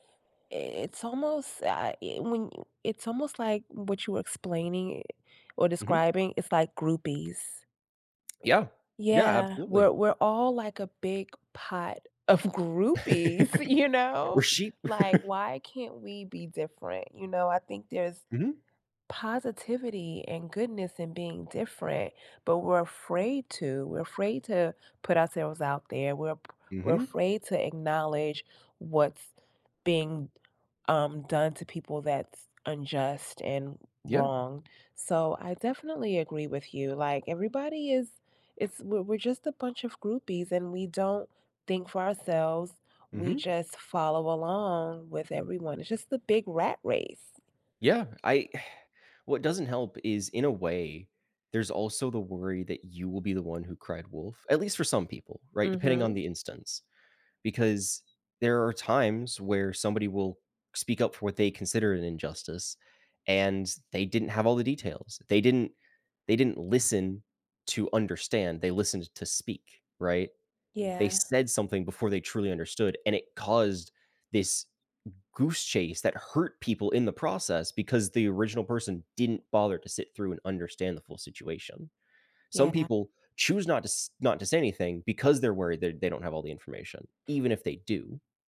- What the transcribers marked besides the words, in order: other background noise; laughing while speaking: "of"; laugh; laughing while speaking: "you know?"; chuckle; tapping; sigh
- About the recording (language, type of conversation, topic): English, unstructured, Why do some people stay silent when they see injustice?
- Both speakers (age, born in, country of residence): 20-24, United States, United States; 45-49, United States, United States